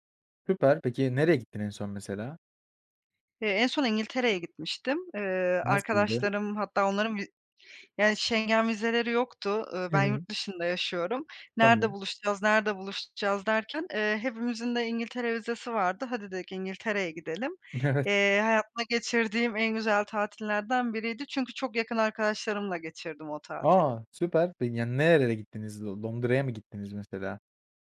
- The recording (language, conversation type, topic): Turkish, podcast, Hobiler günlük stresi nasıl azaltır?
- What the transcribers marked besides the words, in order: laughing while speaking: "Evet"